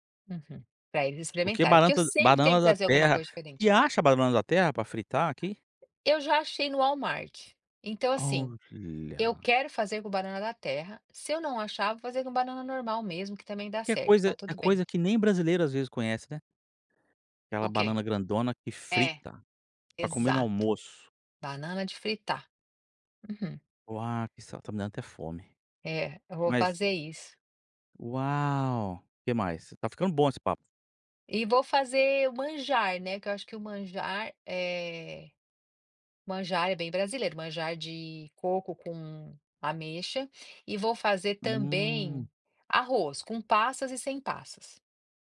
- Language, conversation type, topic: Portuguese, podcast, Como a comida ajuda a manter sua identidade cultural?
- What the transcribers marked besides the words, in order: "banana-" said as "bananta"; other background noise